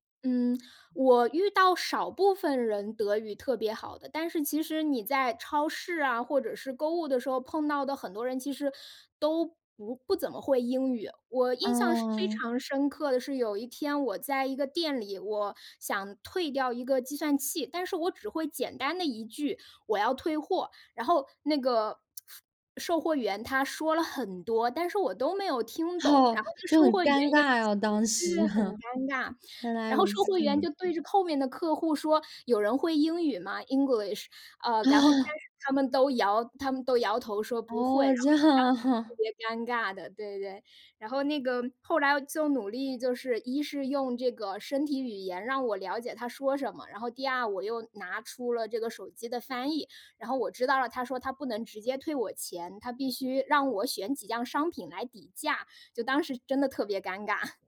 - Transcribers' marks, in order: lip smack; unintelligible speech; laugh; in English: "English"; laugh; other background noise; laughing while speaking: "这样啊"; laughing while speaking: "尬"
- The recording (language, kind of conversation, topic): Chinese, podcast, 你最难忘的一次学习经历是什么？